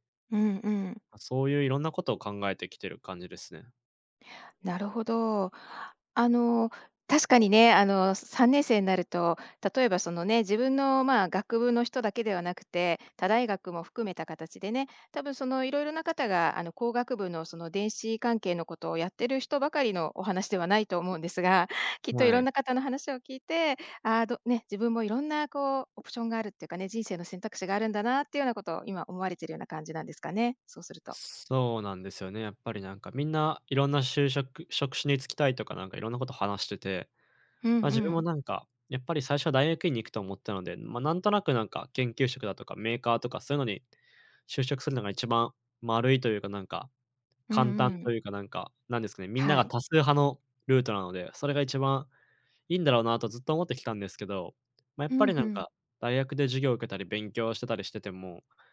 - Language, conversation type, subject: Japanese, advice, キャリアの方向性に迷っていますが、次に何をすればよいですか？
- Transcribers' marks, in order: none